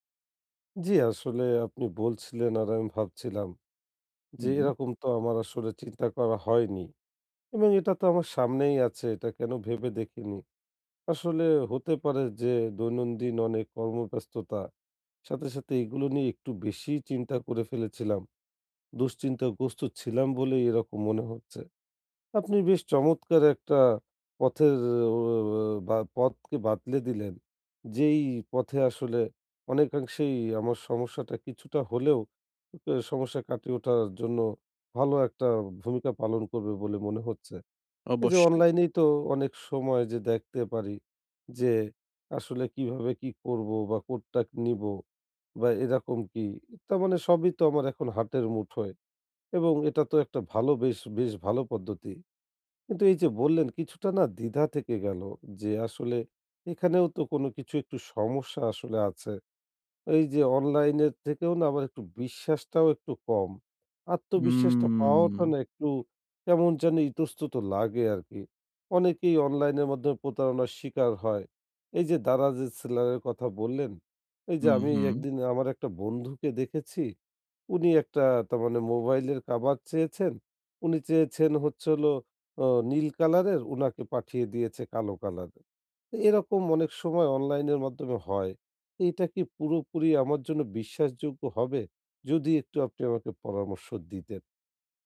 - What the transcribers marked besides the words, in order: other background noise; "দেখতে" said as "দ্যাখতে"; "কোনটা" said as "কোডটাক"; drawn out: "উম"; "তারমানে" said as "তামানে"
- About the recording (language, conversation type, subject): Bengali, advice, শপিং করার সময় আমি কীভাবে সহজে সঠিক পণ্য খুঁজে নিতে পারি?